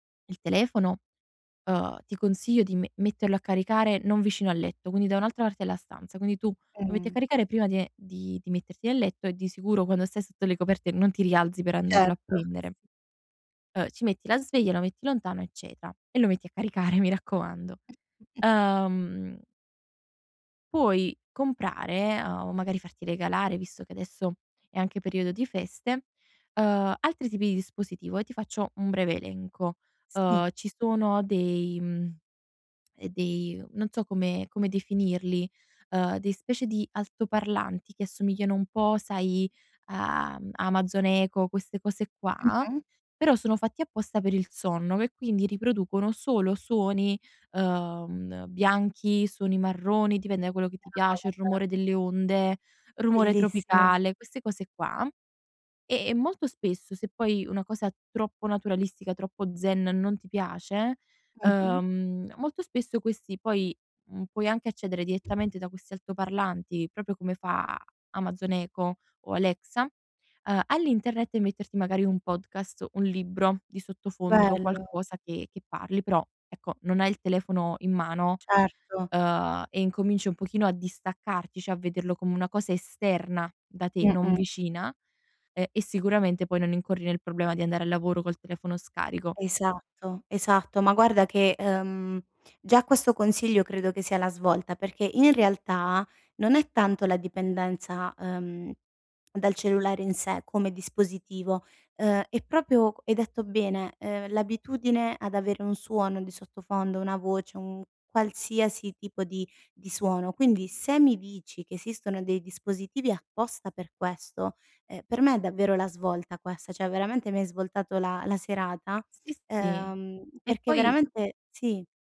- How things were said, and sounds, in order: "metterlo" said as "mettello"; tapping; unintelligible speech; "eccetera" said as "eccetra"; laughing while speaking: "a caricare"; other background noise; tongue click; unintelligible speech; "direttamente" said as "diettamente"; "proprio" said as "propio"; "proprio" said as "propio"; "cioè" said as "ceh"
- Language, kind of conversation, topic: Italian, advice, Come posso ridurre il tempo davanti agli schermi prima di andare a dormire?